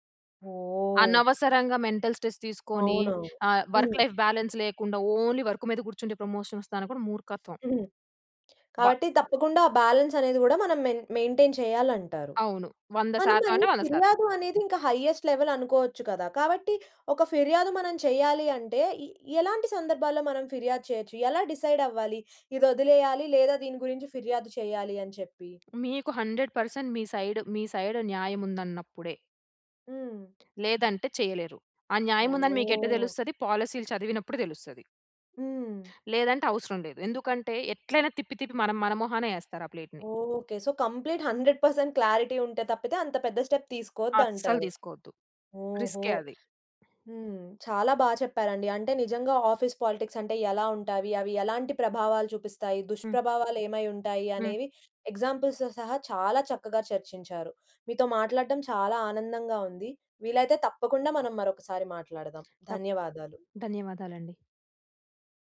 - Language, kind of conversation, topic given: Telugu, podcast, ఆఫీస్ పాలిటిక్స్‌ను మీరు ఎలా ఎదుర్కొంటారు?
- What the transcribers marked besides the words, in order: in English: "మెంటల్ స్ట్రెస్"; in English: "వర్క్ లైఫ్ బ్యాలెన్స్"; in English: "ఓన్లీ వర్క్"; in English: "ప్రమోషన్"; in English: "బాలన్స్"; in English: "మె మెయింటైన్"; in English: "హైజెస్ట్ లెవెల్"; in English: "డిసైడ్"; tapping; in English: "హండ్రెడ్ పర్సెంట్"; in English: "సైడ్"; in English: "సైడ్"; other background noise; in English: "ప్లేట్‌ని"; in English: "సో, కంప్లీట్ హండ్రెడ్ పర్సెంట్ క్లారిటీ"; in English: "స్టెప్"; in English: "ఆఫీస్ పాలిటిక్స్"; in English: "ఎగ్జాంపుల్స్‌తో"